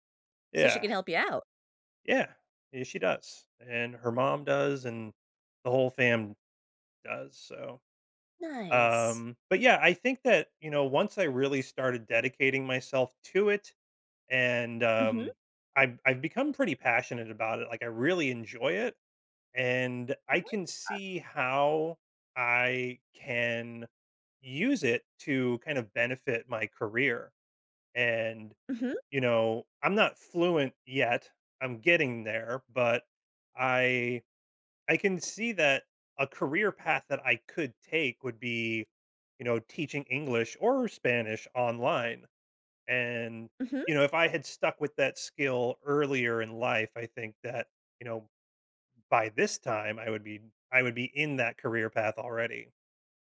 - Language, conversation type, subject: English, unstructured, What skill should I learn sooner to make life easier?
- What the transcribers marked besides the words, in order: other background noise; other noise